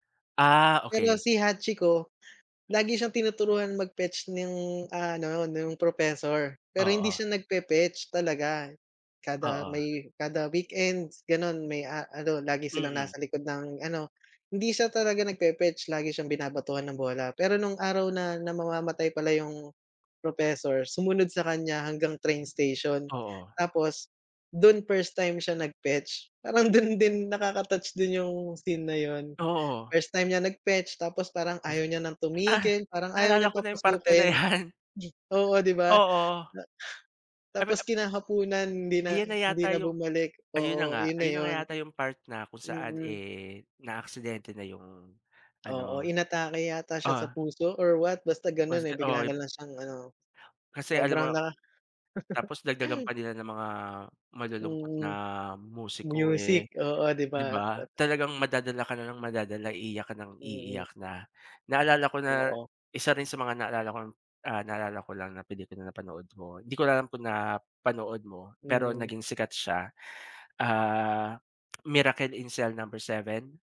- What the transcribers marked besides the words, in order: laughing while speaking: "yan"; unintelligible speech; chuckle
- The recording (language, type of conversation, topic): Filipino, unstructured, Paano ka naapektuhan ng pelikulang nagpaiyak sa’yo, at ano ang pakiramdam kapag lumalabas ka ng sinehan na may luha sa mga mata?